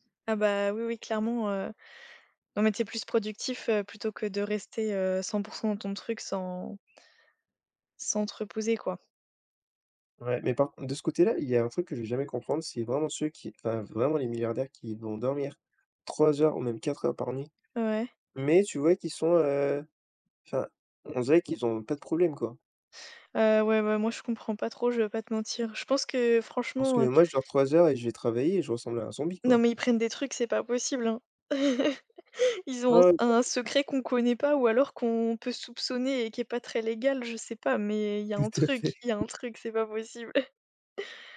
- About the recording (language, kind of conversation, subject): French, unstructured, Comment trouves-tu l’équilibre entre travail et vie personnelle ?
- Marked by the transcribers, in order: chuckle; unintelligible speech; laughing while speaking: "Tout à fait"; tapping; chuckle